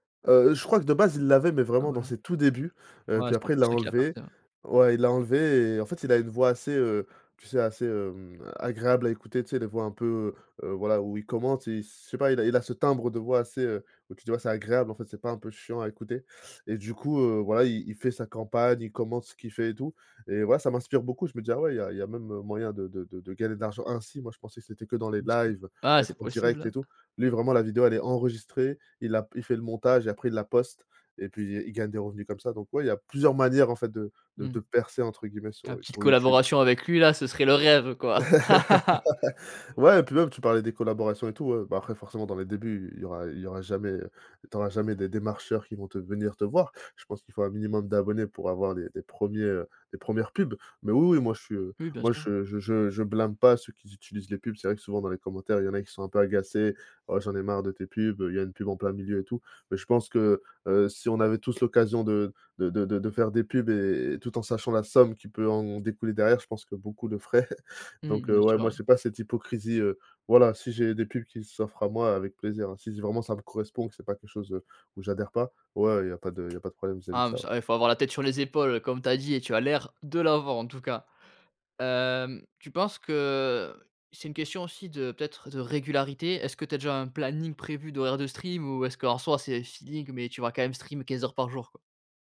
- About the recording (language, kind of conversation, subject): French, podcast, Comment transformes-tu une idée vague en projet concret ?
- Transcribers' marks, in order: other background noise; tapping; stressed: "enregistrée"; stressed: "percer"; laugh; chuckle